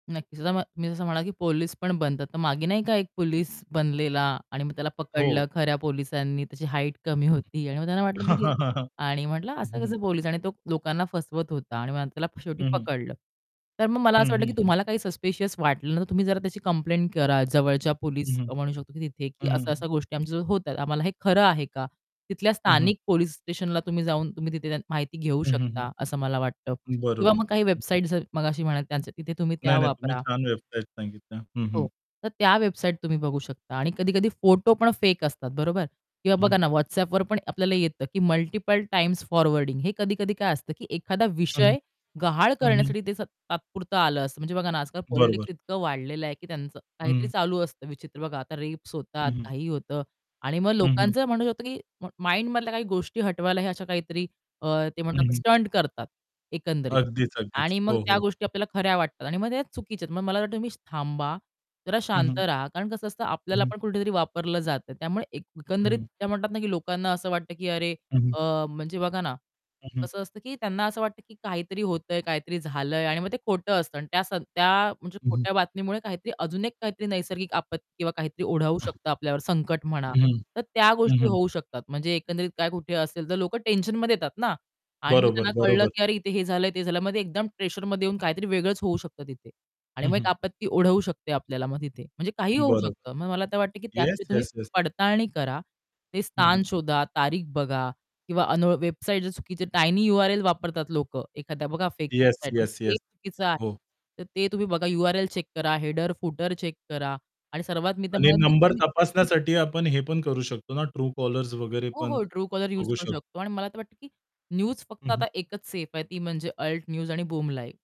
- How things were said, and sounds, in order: static; unintelligible speech; other background noise; chuckle; tapping; distorted speech; in English: "फॉरवर्डिंग"; in English: "पॉलिटिक्स"; in English: "माइंड"; in English: "चेक"; in English: "हेडर फूटर चेक"; in English: "न्यूज"
- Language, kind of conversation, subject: Marathi, podcast, ऑनलाइन बातम्यांची सत्यता कशी तपासता येते?